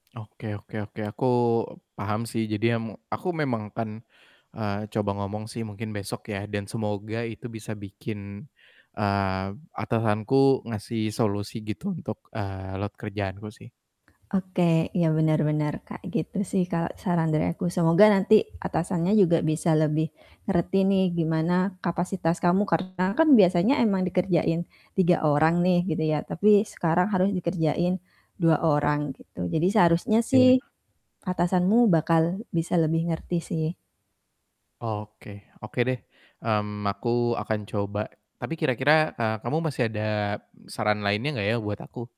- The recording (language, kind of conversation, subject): Indonesian, advice, Bagaimana cara menenangkan diri saat tiba-tiba merasa kewalahan?
- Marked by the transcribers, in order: static; in English: "load"; distorted speech